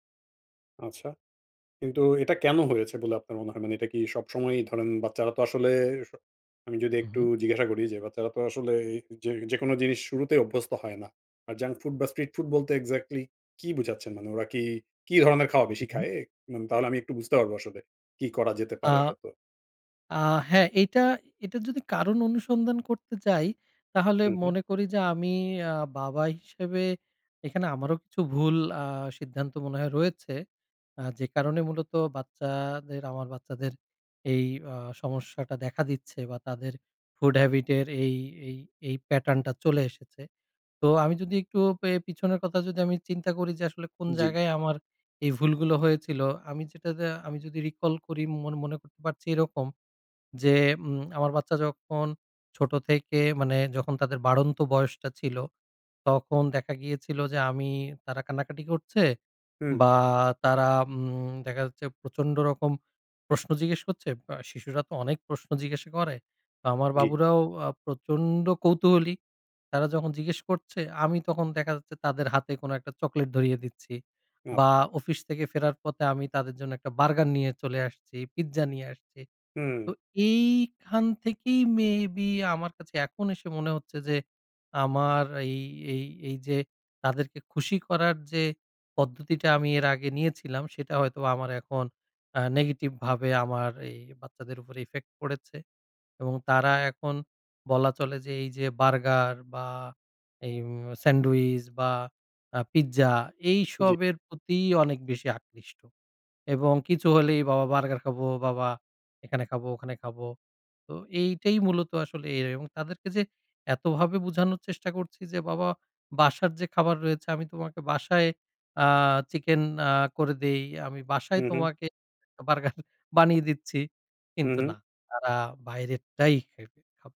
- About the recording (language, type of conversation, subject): Bengali, advice, বাচ্চাদের সামনে স্বাস্থ্যকর খাওয়ার আদর্শ দেখাতে পারছি না, খুব চাপে আছি
- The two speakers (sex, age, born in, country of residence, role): male, 30-34, Bangladesh, Bangladesh, user; male, 40-44, Bangladesh, Finland, advisor
- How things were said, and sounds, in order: in English: "habit"; in English: "রিকল"